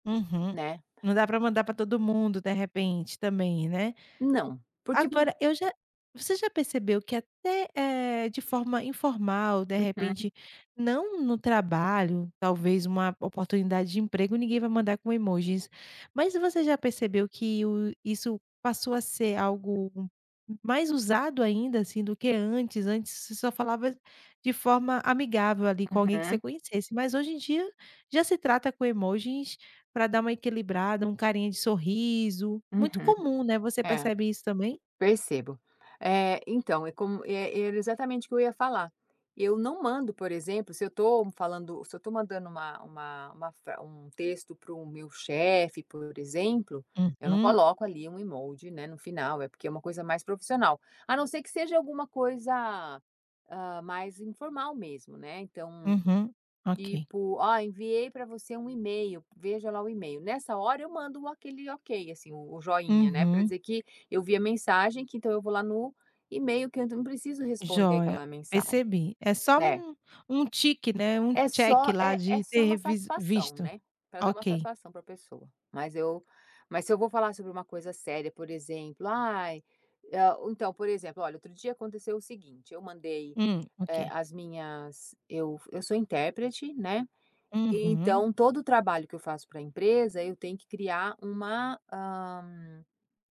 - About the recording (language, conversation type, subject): Portuguese, podcast, Por que as mensagens escritas são mais ambíguas?
- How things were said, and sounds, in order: in English: "check"